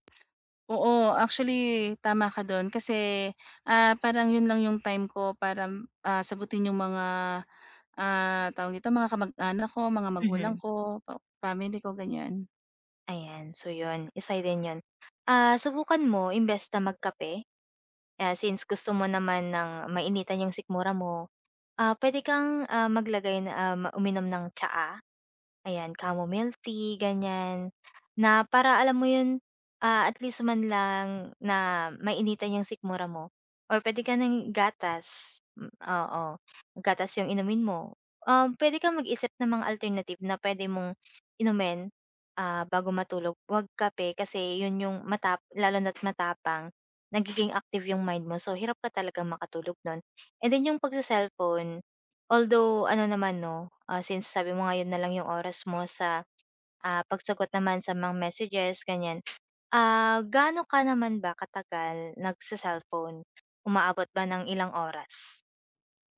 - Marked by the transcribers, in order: other background noise; tapping
- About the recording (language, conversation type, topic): Filipino, advice, Paano ko mapapanatili ang regular na oras ng pagtulog araw-araw?